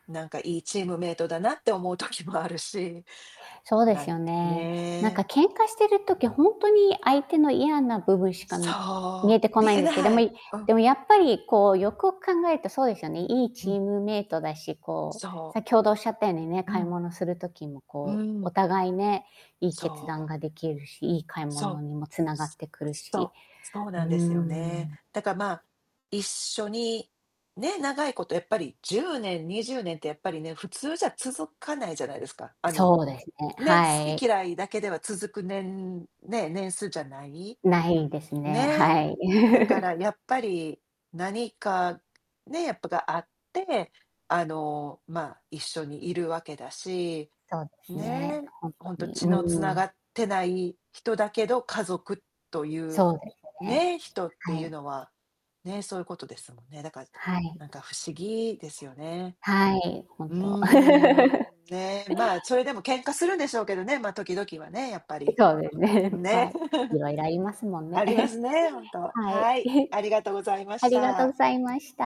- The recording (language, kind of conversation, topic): Japanese, unstructured, 争いを避けるために、最も大切だと思うことは何ですか？
- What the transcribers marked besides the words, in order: distorted speech; giggle; static; giggle; laughing while speaking: "そうですね"; chuckle; chuckle